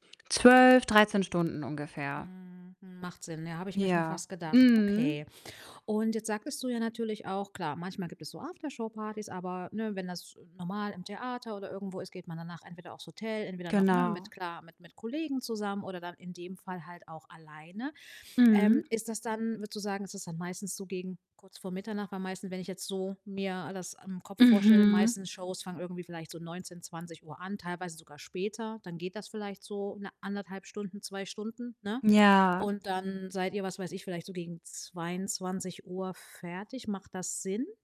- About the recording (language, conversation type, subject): German, advice, Wie kann ich nach der Arbeit oder in Stresssituationen besser abschalten?
- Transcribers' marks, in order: tapping; distorted speech; other background noise